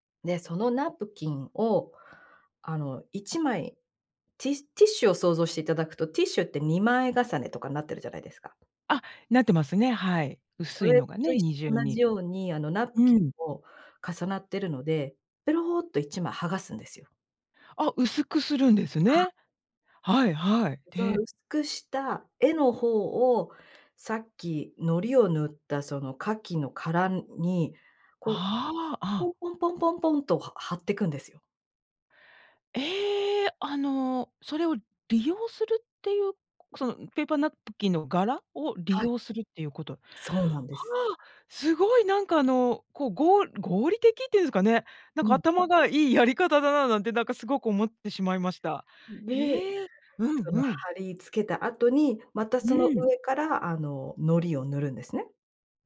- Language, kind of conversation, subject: Japanese, podcast, あなたの一番好きな創作系の趣味は何ですか？
- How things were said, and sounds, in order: none